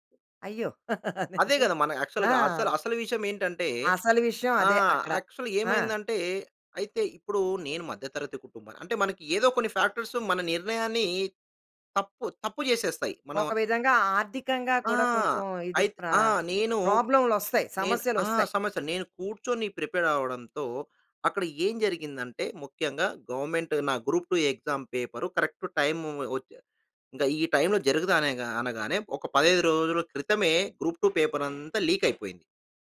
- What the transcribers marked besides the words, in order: laughing while speaking: "అదేంటి"; in English: "యాక్చువల్‌గా"; in English: "యాక్చువల్‌గా"; in English: "ఫ్యాక్టర్స్"; in English: "ప్రిపేర్"; in English: "గవర్నమెంట్"; in English: "గ్రూప్-2 ఎగ్జామ్ పేపర్ కరెక్ట్"; in English: "గ్రూప్-2 పేపర్"; in English: "లీక్"
- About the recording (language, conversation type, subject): Telugu, podcast, నీ జీవితంలో నువ్వు ఎక్కువగా పశ్చాత్తాపపడే నిర్ణయం ఏది?